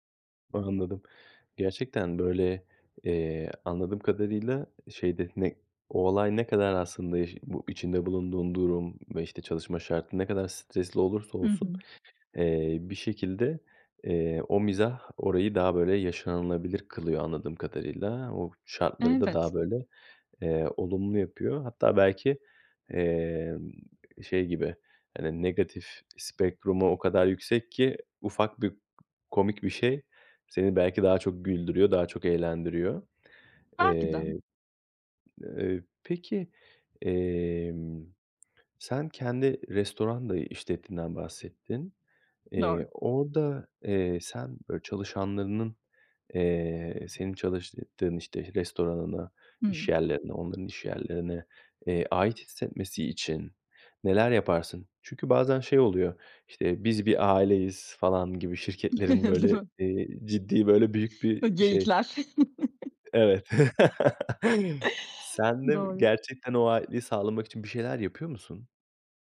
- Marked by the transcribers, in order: tapping; other background noise; chuckle; chuckle; laugh
- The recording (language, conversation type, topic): Turkish, podcast, İnsanların kendilerini ait hissetmesini sence ne sağlar?